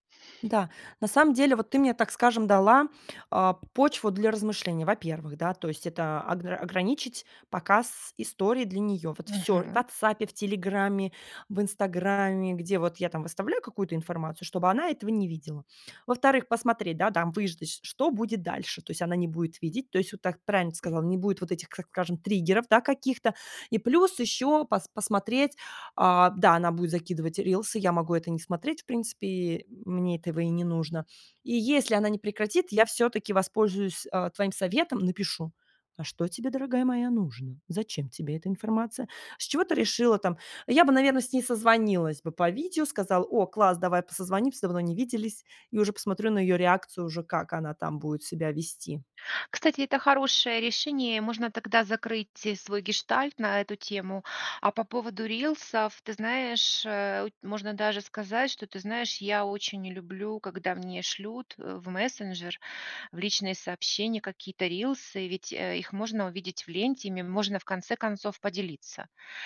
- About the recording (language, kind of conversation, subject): Russian, advice, Как реагировать, если бывший друг навязывает общение?
- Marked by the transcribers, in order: tapping